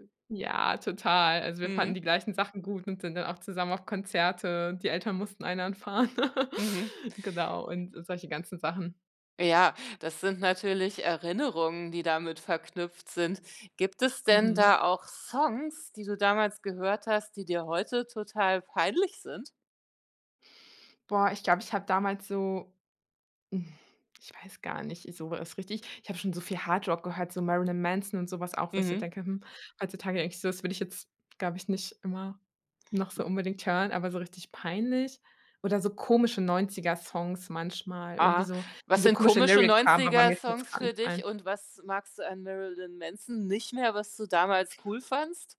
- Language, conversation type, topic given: German, podcast, Was wäre der Soundtrack deiner Jugend?
- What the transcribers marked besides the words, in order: laughing while speaking: "fahren"; unintelligible speech; put-on voice: "Lyrics"; stressed: "nicht"